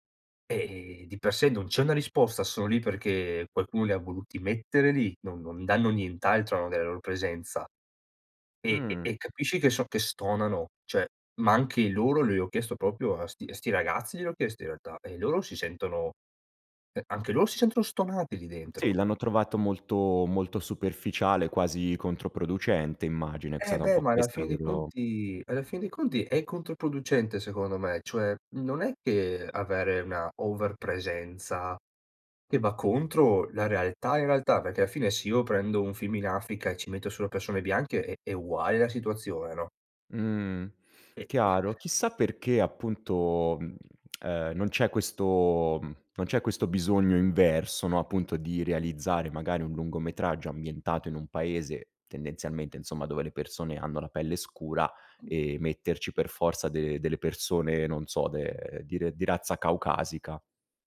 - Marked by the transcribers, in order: unintelligible speech; "proprio" said as "propo"; in English: "over"; other background noise; tongue click
- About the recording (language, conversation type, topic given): Italian, podcast, Qual è, secondo te, l’importanza della diversità nelle storie?
- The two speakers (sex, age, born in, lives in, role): male, 30-34, Italy, Italy, guest; male, 35-39, Italy, France, host